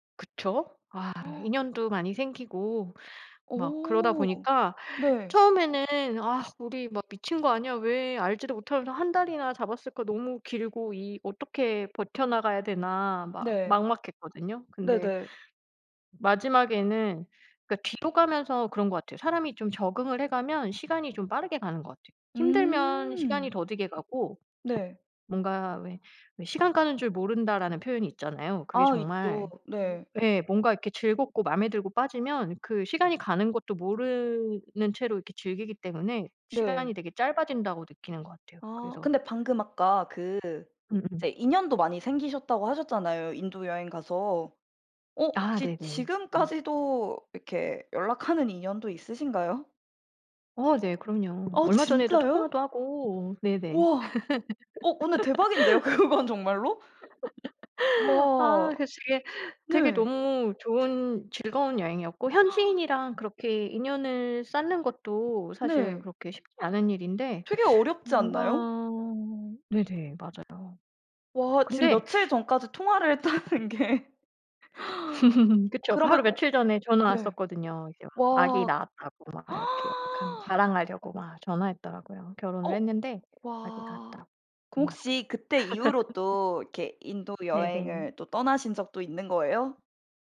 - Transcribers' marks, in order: gasp; laugh; laughing while speaking: "그건"; gasp; unintelligible speech; laugh; laughing while speaking: "했다는 게"; other background noise; gasp; laugh
- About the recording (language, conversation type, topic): Korean, podcast, 여행이 당신의 삶에 어떤 영향을 주었다고 느끼시나요?